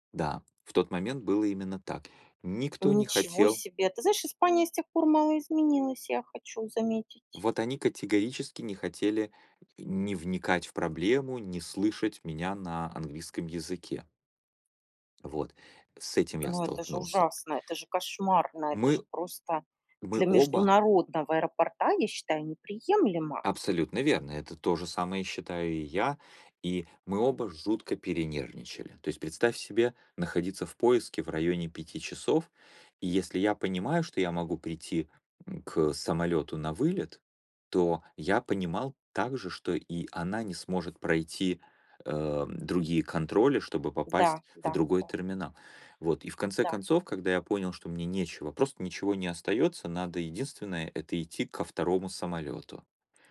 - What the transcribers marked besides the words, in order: tapping
- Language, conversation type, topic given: Russian, podcast, Какой момент в поездке изменил тебя?